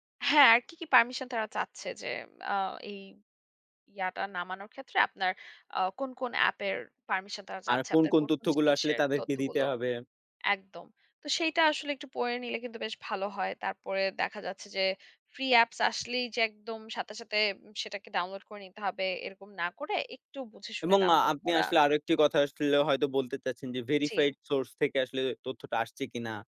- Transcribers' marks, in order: tapping; in English: "ভেরিফাইড"
- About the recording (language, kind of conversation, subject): Bengali, podcast, অনলাইনে গোপনীয়তা নিয়ে আপনি সবচেয়ে বেশি কী নিয়ে উদ্বিগ্ন?